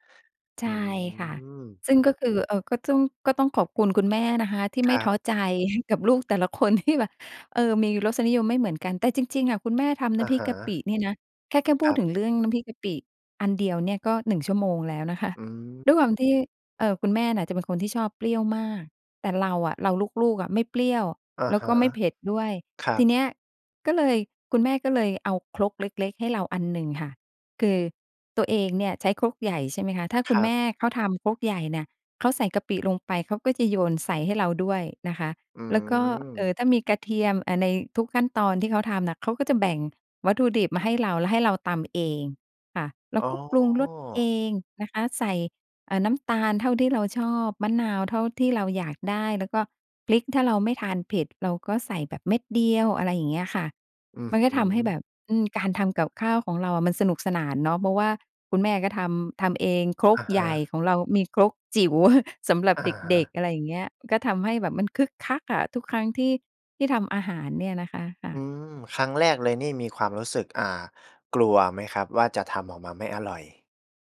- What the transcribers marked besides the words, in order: chuckle; laughing while speaking: "ที่แบบ"; chuckle
- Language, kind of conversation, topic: Thai, podcast, คุณมีความทรงจำเกี่ยวกับมื้ออาหารของครอบครัวที่ประทับใจบ้างไหม?